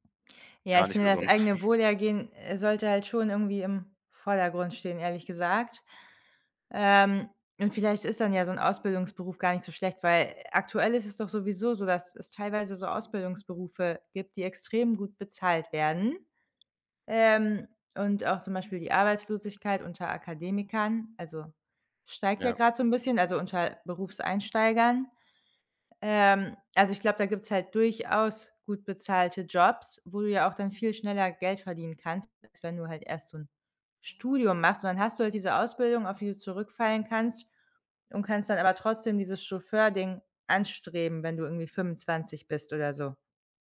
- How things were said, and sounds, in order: chuckle
- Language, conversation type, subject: German, advice, Worauf sollte ich meine Aufmerksamkeit richten, wenn meine Prioritäten unklar sind?